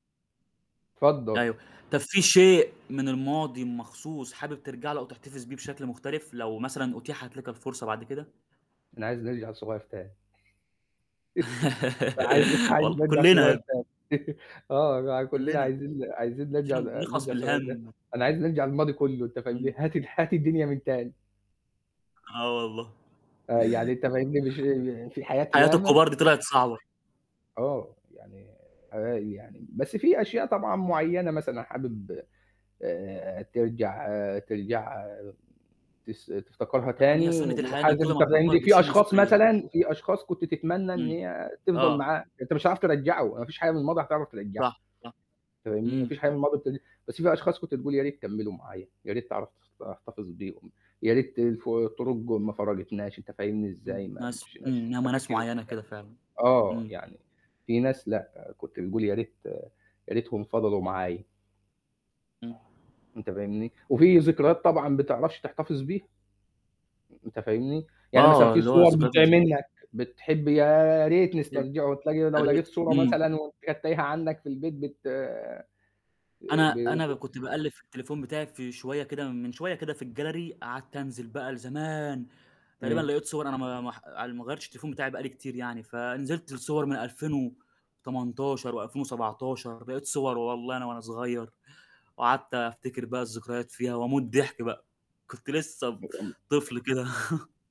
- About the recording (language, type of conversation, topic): Arabic, unstructured, هل بتحتفظ بحاجات بتفكّرك بماضيك؟
- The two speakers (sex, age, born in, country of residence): male, 20-24, Egypt, Egypt; male, 25-29, Egypt, Egypt
- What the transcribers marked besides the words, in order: static; chuckle; laugh; laughing while speaking: "عايز عايز نرجع صغير تاني"; chuckle; unintelligible speech; other background noise; unintelligible speech; in English: "الgallery"; unintelligible speech; chuckle